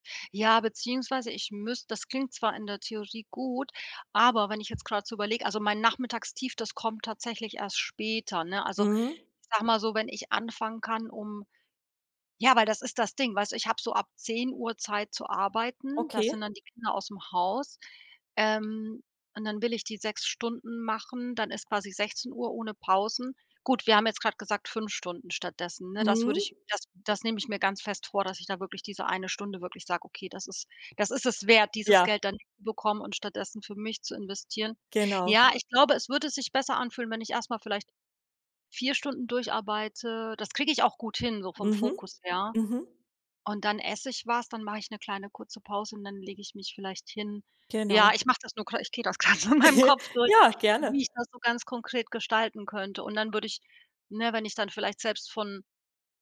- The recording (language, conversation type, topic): German, advice, Wie kann ich Nickerchen effektiv nutzen, um meinen Energieeinbruch am Nachmittag zu überwinden?
- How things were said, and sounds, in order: other background noise; unintelligible speech; laughing while speaking: "grad so in meinem Kopf"; chuckle